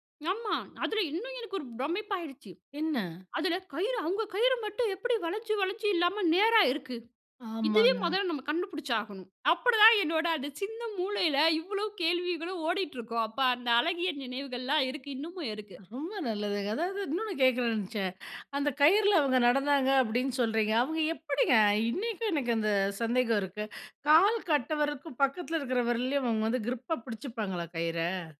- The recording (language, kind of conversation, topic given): Tamil, podcast, பள்ளிக்கூடத்திலோ சாலையிலோ உங்களுக்கு நடந்த மறக்க முடியாத சாகசம் எது?
- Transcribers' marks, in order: other noise